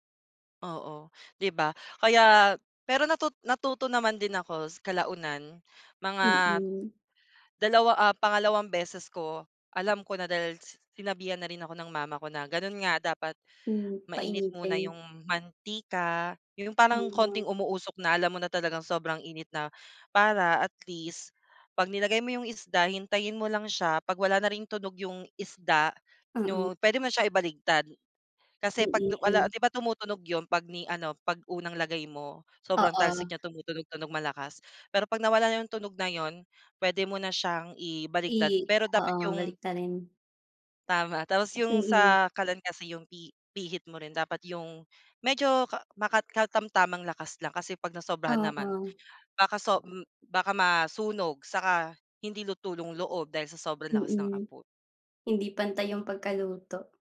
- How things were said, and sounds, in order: tapping; other background noise; other animal sound
- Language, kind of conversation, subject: Filipino, unstructured, Ano ang unang pagkaing natutunan mong lutuin?
- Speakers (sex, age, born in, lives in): female, 30-34, Philippines, Philippines; male, 25-29, Philippines, Philippines